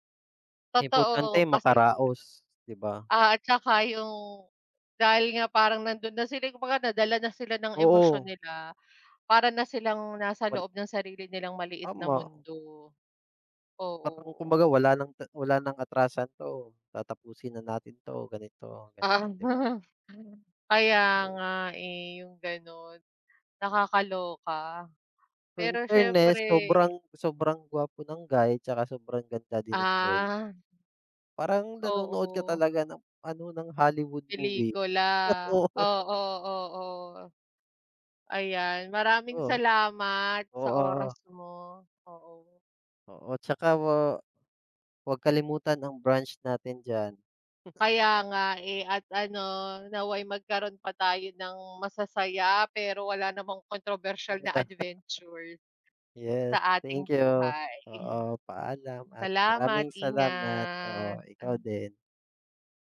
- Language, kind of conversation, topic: Filipino, unstructured, Ano ang pinakanakagugulat na nangyari sa iyong paglalakbay?
- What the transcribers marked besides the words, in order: laughing while speaking: "Tama"; other background noise; laughing while speaking: "Oo"; chuckle; laugh